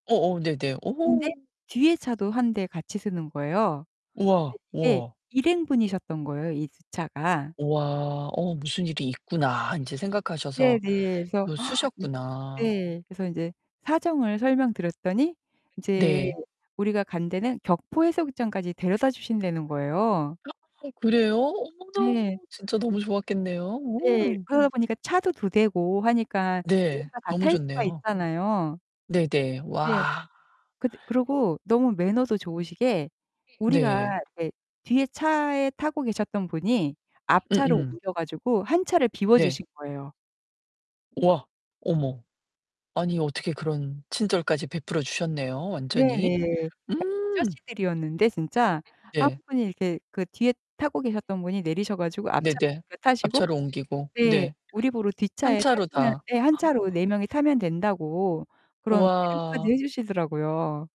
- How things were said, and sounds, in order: distorted speech; other background noise; tapping; inhale; background speech; gasp
- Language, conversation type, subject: Korean, podcast, 길에서 낯선 사람에게 도움을 받았던 경험을 이야기해 주실 수 있나요?